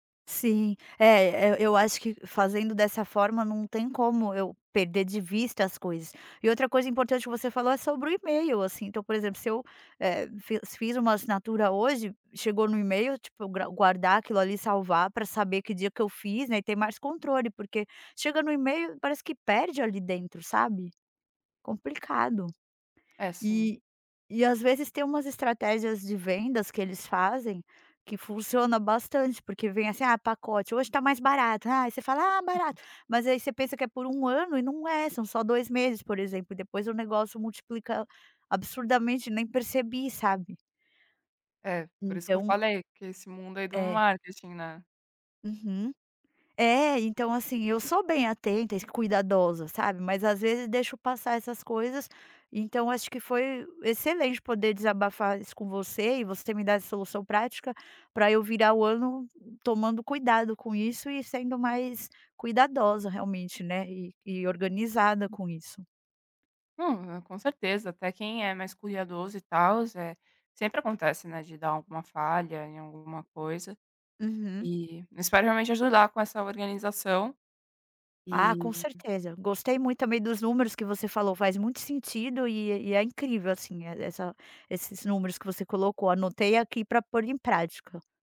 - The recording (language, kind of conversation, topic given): Portuguese, advice, Como identificar assinaturas acumuladas que passam despercebidas no seu orçamento?
- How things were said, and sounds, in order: tapping; unintelligible speech